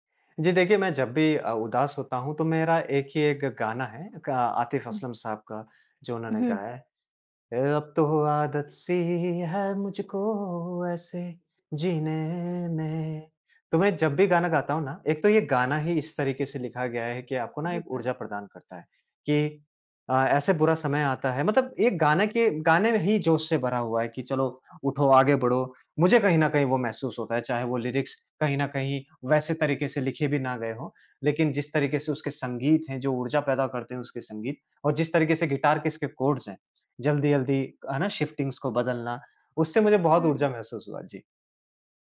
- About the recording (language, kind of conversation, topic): Hindi, podcast, ज़िंदगी के किस मोड़ पर संगीत ने आपको संभाला था?
- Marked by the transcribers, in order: singing: "ए, अब तो आदत सी है मुझको ऐसे जीने में"; in English: "कॉर्ड्स"; tapping; in English: "शिफ़्टिंग्स"